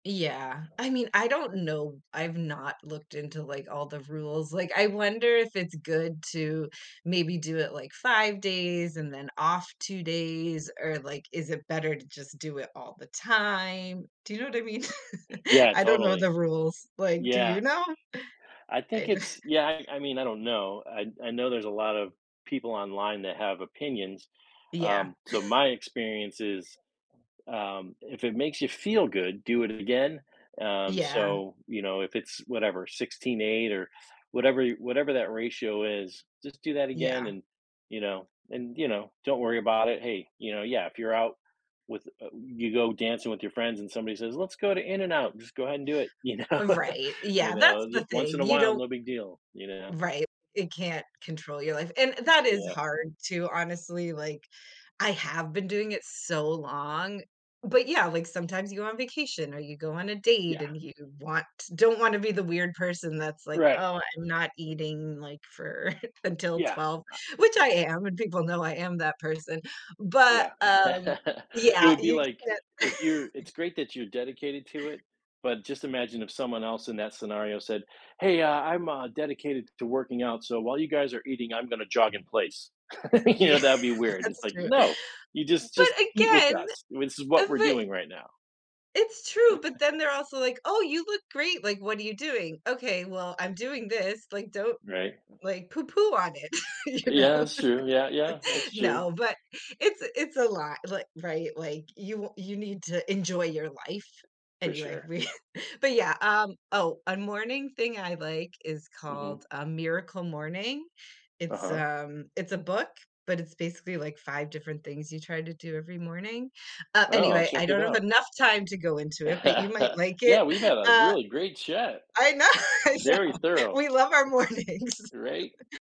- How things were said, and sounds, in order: other background noise; tapping; laugh; laughing while speaking: "d"; laugh; laughing while speaking: "you know?"; laughing while speaking: "for"; chuckle; background speech; laugh; laugh; laughing while speaking: "Yeah, that's true"; chuckle; laugh; laughing while speaking: "you know?"; laughing while speaking: "we"; chuckle; laughing while speaking: "I know, I know"; chuckle; laughing while speaking: "mornings"; laugh
- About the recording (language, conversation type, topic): English, unstructured, How do your daily routines and energy levels shape whether you prefer mornings or nights?
- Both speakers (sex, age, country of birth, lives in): female, 45-49, United States, United States; male, 55-59, United States, United States